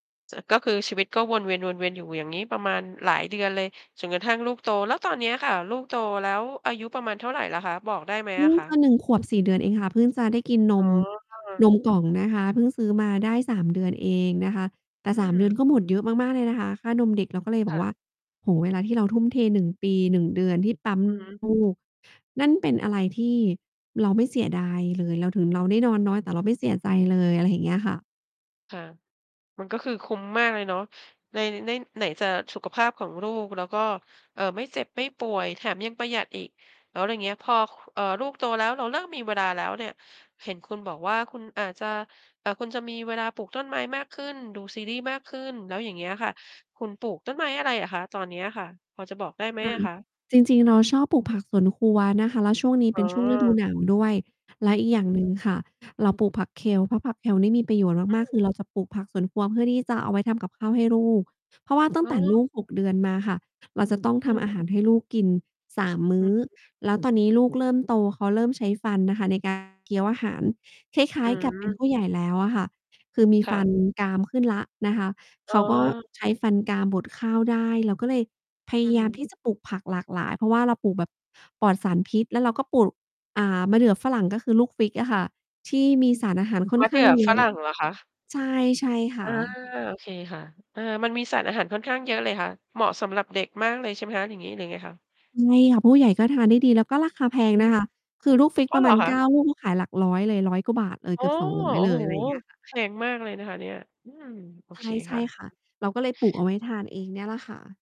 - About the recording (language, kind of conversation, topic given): Thai, podcast, มีเคล็ดลับจัดสรรเวลาให้งานอดิเรกควบคู่กับชีวิตประจำวันอย่างไรบ้าง?
- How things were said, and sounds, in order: distorted speech; other background noise; mechanical hum